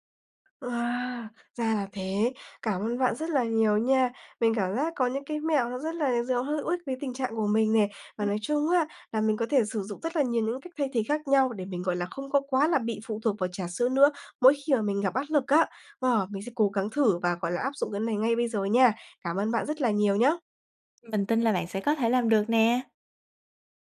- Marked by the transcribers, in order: other background noise
- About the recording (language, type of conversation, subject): Vietnamese, advice, Bạn có thường dùng rượu hoặc chất khác khi quá áp lực không?